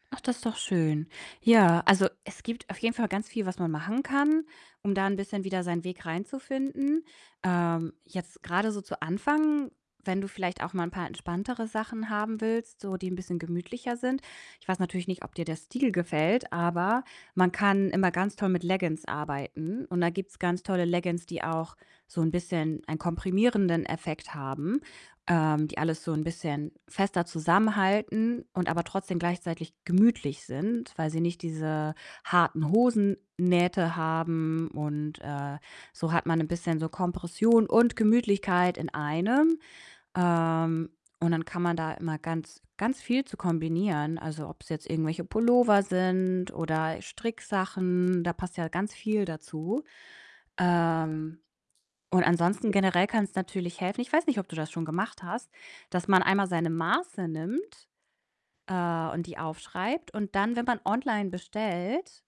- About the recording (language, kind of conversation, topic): German, advice, Wie finde ich Kleidung, die gut passt und mir gefällt?
- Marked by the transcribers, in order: none